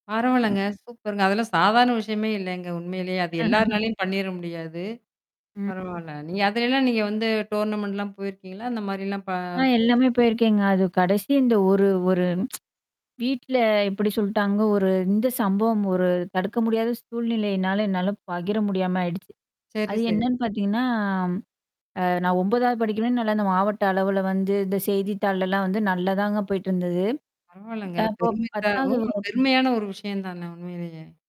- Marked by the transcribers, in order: distorted speech; "இல்லைங்க" said as "இல்லங்க"; "உண்மையிலேயே" said as "உண்மேயிலே"; laugh; static; "அதைலாம்" said as "அதலாம்"; in English: "டோர்னமென்ண்ட்"; tsk; "எப்படி" said as "எப்டி"; "சொல்லிட்டாங்க" said as "சொல்ட்டாங்க"; "பார்த்தீங்கன்னா" said as "பாத்தீங்கன்னா"
- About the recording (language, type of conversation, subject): Tamil, podcast, பள்ளிக்கால அனுபவங்கள் உங்களுக்கு என்ன கற்றுத்தந்தன?